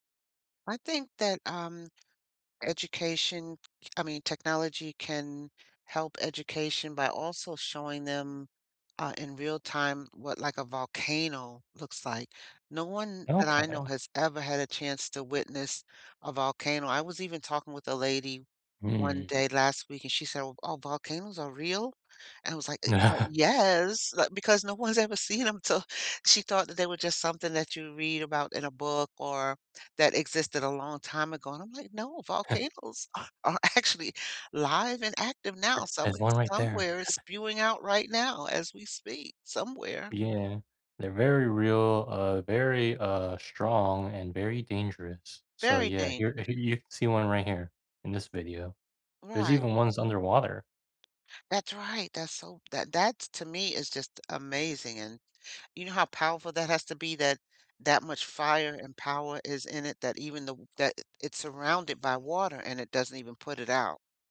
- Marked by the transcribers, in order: other background noise; drawn out: "yes"; laugh; laughing while speaking: "seen 'em, to"; chuckle; laughing while speaking: "are are actually"; laugh; tapping; laughing while speaking: "here you"
- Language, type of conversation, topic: English, unstructured, Can technology help education more than it hurts it?